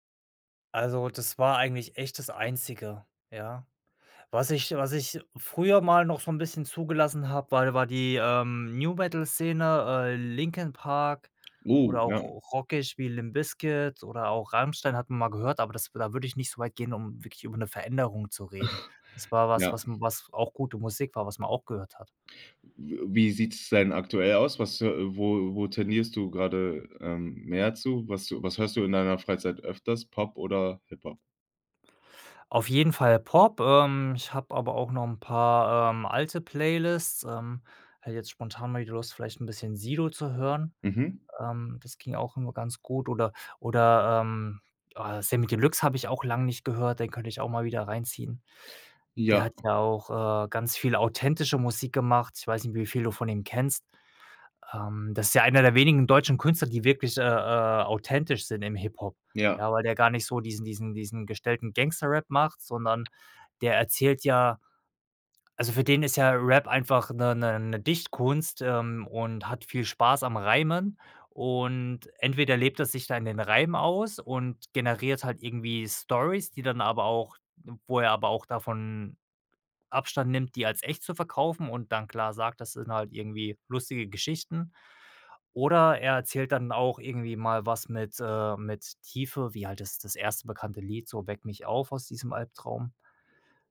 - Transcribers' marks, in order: surprised: "Oh"; chuckle; other background noise; tapping; drawn out: "und"
- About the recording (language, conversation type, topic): German, podcast, Wie hat sich dein Musikgeschmack über die Jahre verändert?